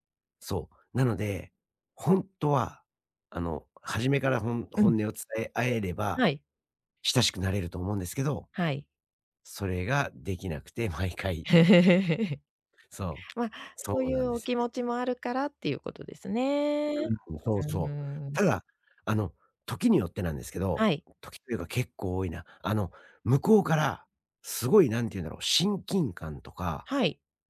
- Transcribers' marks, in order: laughing while speaking: "毎回"; chuckle; tapping
- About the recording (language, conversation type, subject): Japanese, advice, 相手の反応を気にして本音を出せないとき、自然に話すにはどうすればいいですか？